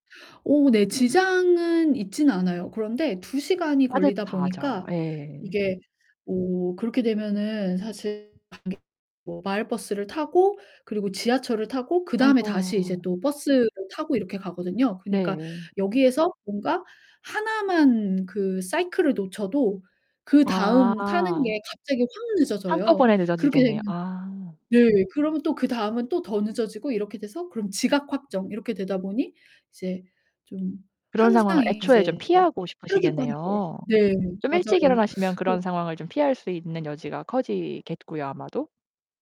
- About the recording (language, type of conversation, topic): Korean, advice, 아침 루틴을 시작하기가 왜 이렇게 어려울까요?
- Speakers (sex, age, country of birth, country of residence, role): female, 35-39, South Korea, Sweden, advisor; female, 40-44, South Korea, United States, user
- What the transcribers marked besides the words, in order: tapping; distorted speech; unintelligible speech; other background noise